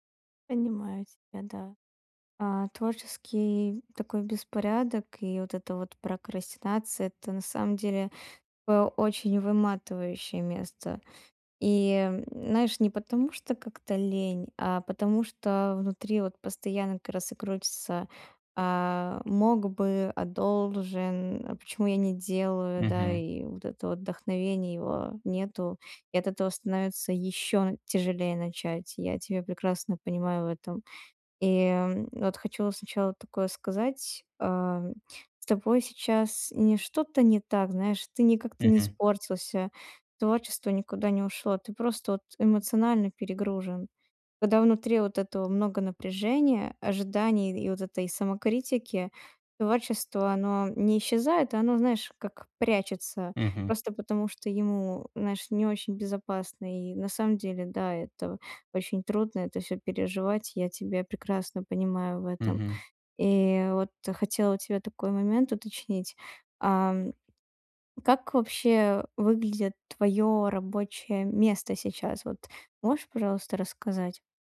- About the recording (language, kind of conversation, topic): Russian, advice, Как мне справиться с творческим беспорядком и прокрастинацией?
- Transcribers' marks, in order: none